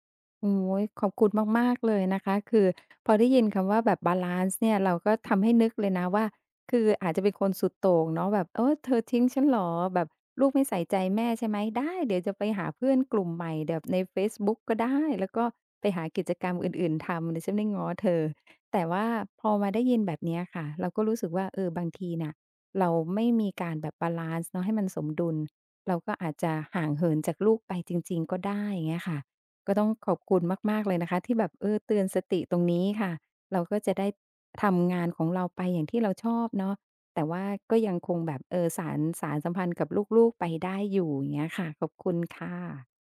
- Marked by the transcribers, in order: tapping; other noise
- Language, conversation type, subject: Thai, advice, คุณรับมือกับความรู้สึกว่างเปล่าและไม่มีเป้าหมายหลังจากลูกโตแล้วอย่างไร?